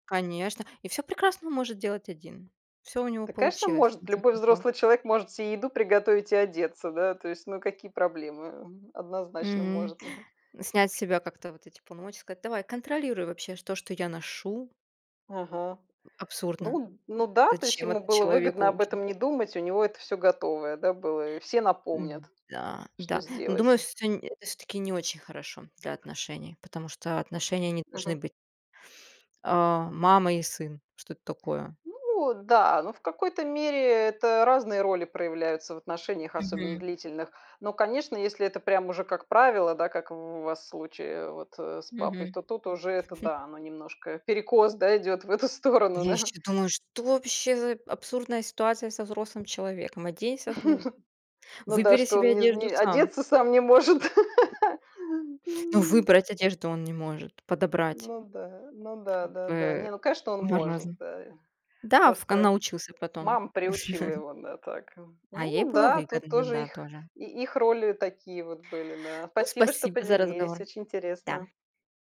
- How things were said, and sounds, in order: tapping; chuckle; laughing while speaking: "в эту сторону, да"; chuckle; chuckle; other noise; other background noise; chuckle
- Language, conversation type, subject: Russian, unstructured, Как ты относишься к контролю в отношениях?